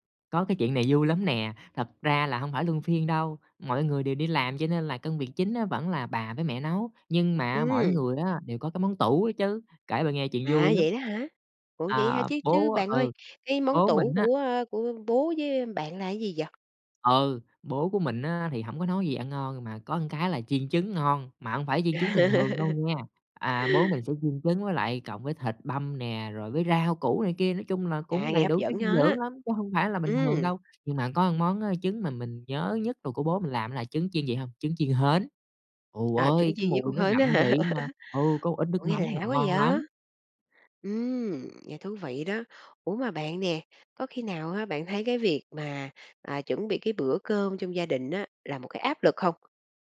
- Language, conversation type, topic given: Vietnamese, podcast, Bạn thường tổ chức bữa cơm gia đình như thế nào?
- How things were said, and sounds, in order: tapping; laughing while speaking: "À"; laugh; laughing while speaking: "hả?"